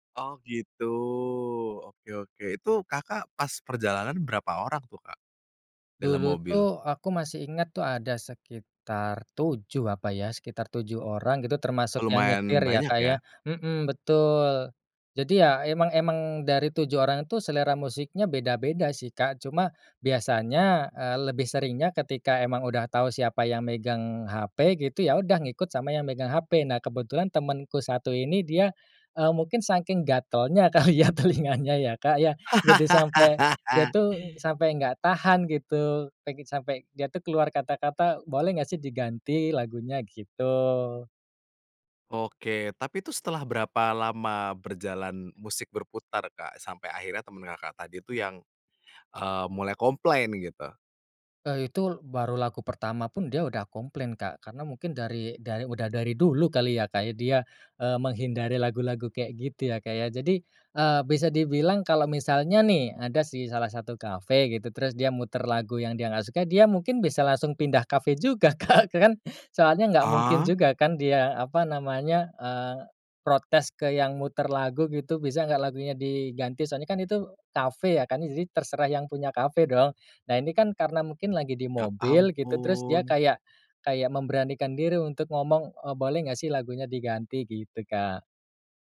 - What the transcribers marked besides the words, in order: laughing while speaking: "kali ya telinganya"; other background noise; laugh; laughing while speaking: "Kak"
- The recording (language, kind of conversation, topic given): Indonesian, podcast, Pernahkah ada lagu yang memicu perdebatan saat kalian membuat daftar putar bersama?